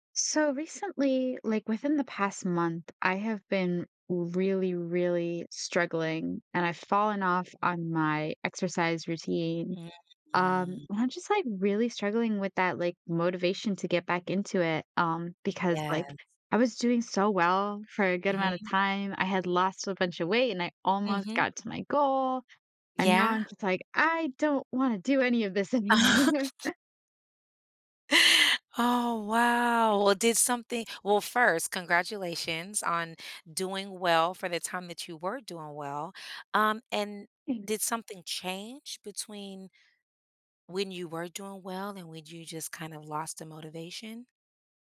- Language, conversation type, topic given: English, advice, How can I stay motivated to exercise?
- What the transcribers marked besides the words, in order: drawn out: "Mm"; chuckle; laughing while speaking: "anymore"; chuckle